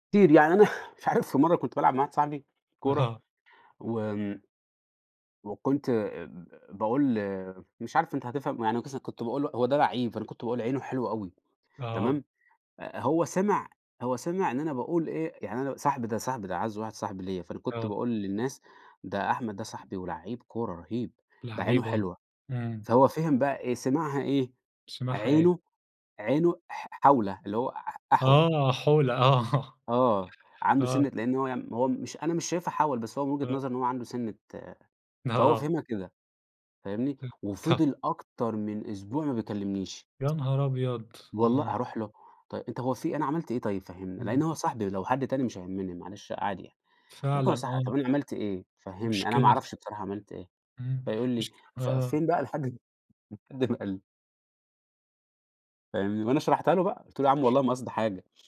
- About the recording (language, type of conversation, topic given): Arabic, podcast, إنت بتحب تبقى مباشر ولا بتلطّف الكلام؟
- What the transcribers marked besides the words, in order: laughing while speaking: "مش عارف"; laughing while speaking: "آه"; laughing while speaking: "آه"; laughing while speaking: "آه"; tapping; laughing while speaking: "لحد لحد ما قال لي"